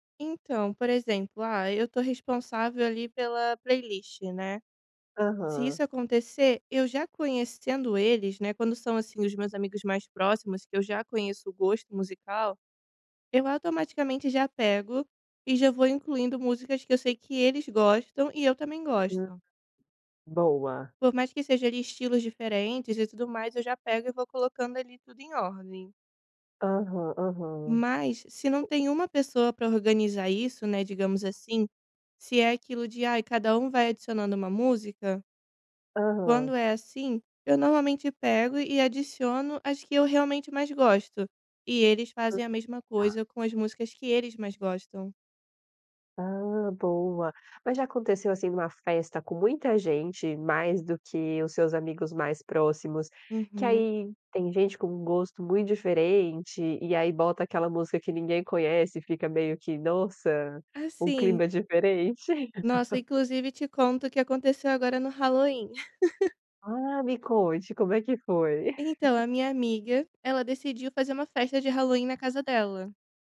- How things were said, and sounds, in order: other background noise; laugh; laugh; laugh
- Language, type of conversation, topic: Portuguese, podcast, Como montar uma playlist compartilhada que todo mundo curta?